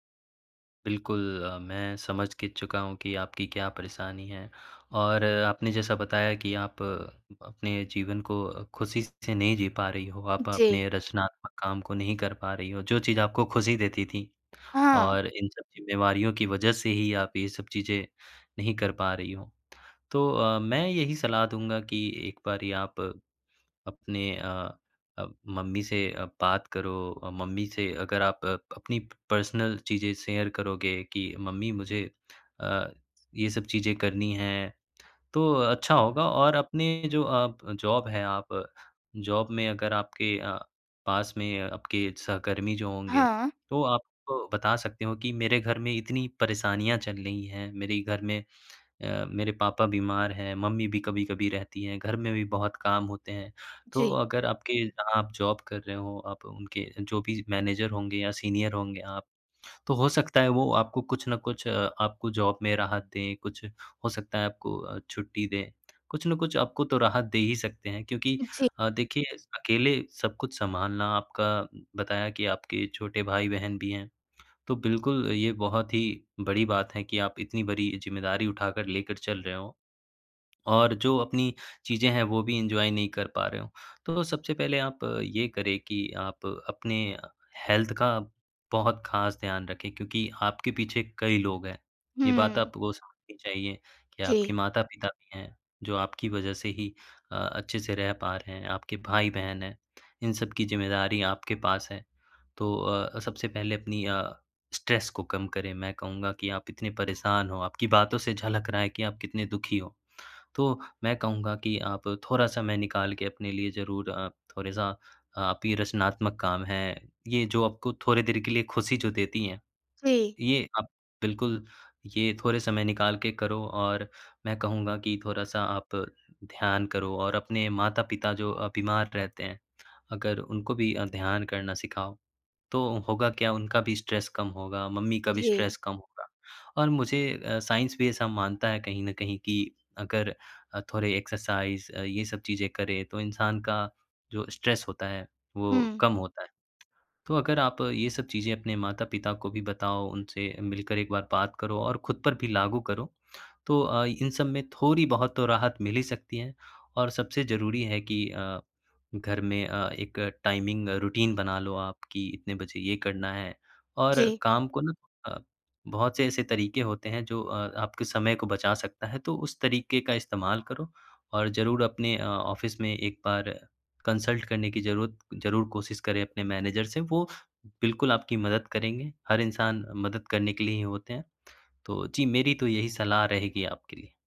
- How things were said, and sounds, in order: in English: "पर्सनल"; in English: "शेयर"; in English: "जॉब"; in English: "जॉब"; in English: "जॉब"; in English: "मैनेजर"; in English: "सीनियर"; in English: "जॉब"; lip smack; in English: "एन्जॉय"; in English: "हेल्थ"; in English: "स्ट्रेस"; in English: "स्ट्रेस"; in English: "स्ट्रेस"; in English: "साइंस"; in English: "एक्सरसाइज़"; in English: "स्ट्रेस"; tapping; in English: "टाइमिंग रूटीन"; in English: "ऑफ़िस"; in English: "कंसल्ट"; in English: "मैनेजर"
- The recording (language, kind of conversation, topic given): Hindi, advice, आप नौकरी, परिवार और रचनात्मक अभ्यास के बीच संतुलन कैसे बना सकते हैं?